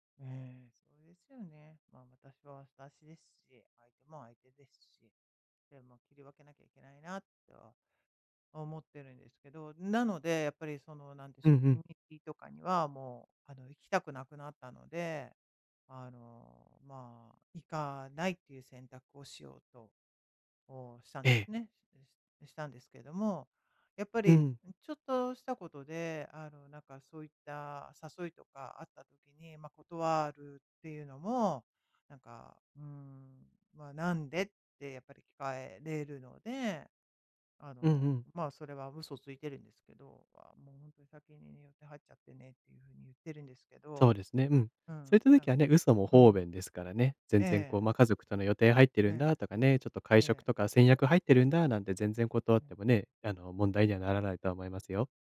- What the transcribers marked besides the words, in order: none
- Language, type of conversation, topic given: Japanese, advice, 批判されたとき、自分の価値と意見をどのように切り分けますか？